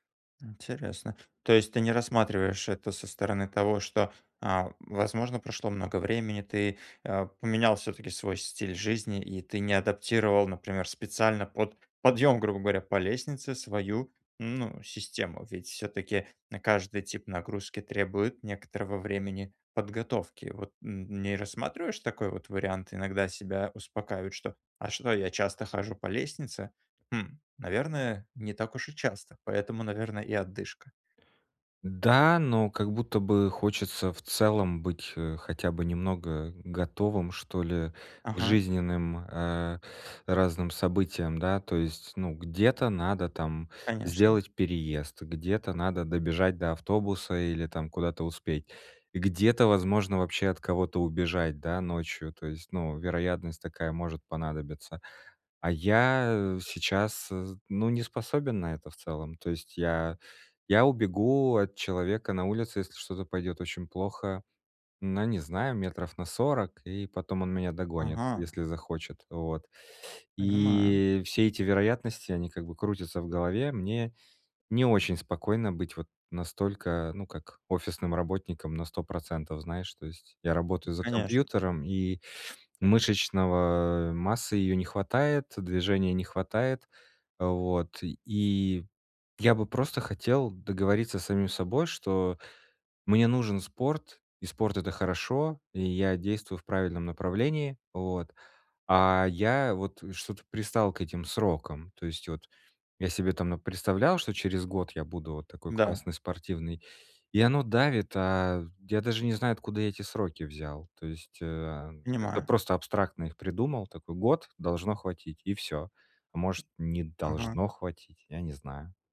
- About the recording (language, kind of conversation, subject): Russian, advice, Как мне регулярно отслеживать прогресс по моим целям?
- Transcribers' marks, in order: tapping